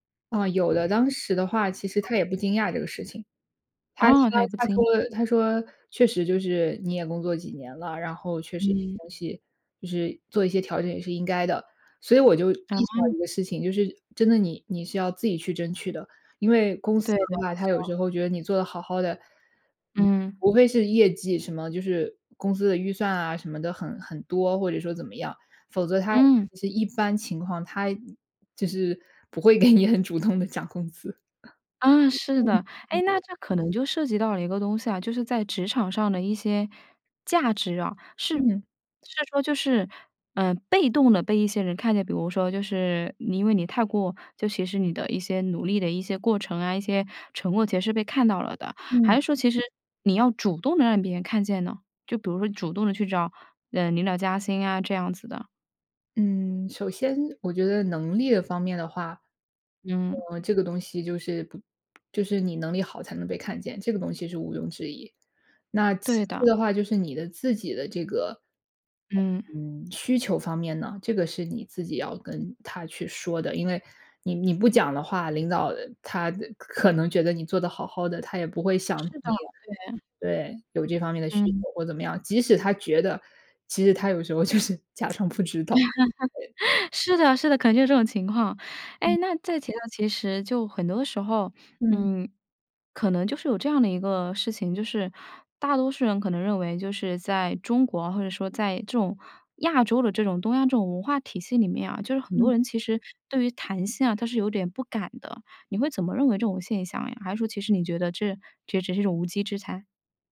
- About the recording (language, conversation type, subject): Chinese, podcast, 你是怎么争取加薪或更好的薪酬待遇的？
- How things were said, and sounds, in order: other background noise; tapping; laughing while speaking: "给你很主动地"; laughing while speaking: "就是"; laugh